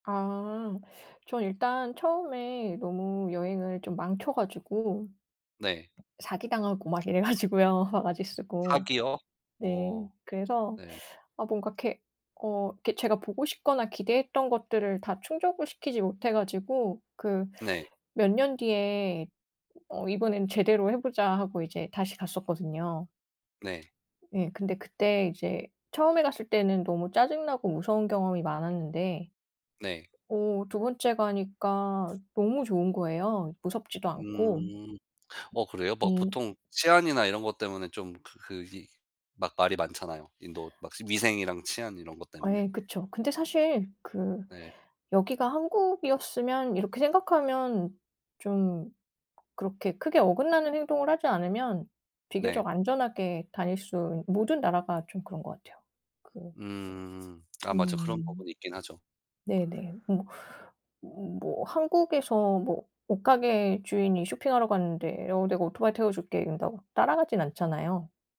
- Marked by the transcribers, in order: tapping; laughing while speaking: "이래 가지고요"; teeth sucking; other background noise; other noise
- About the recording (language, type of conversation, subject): Korean, unstructured, 가장 행복했던 여행 순간은 언제였나요?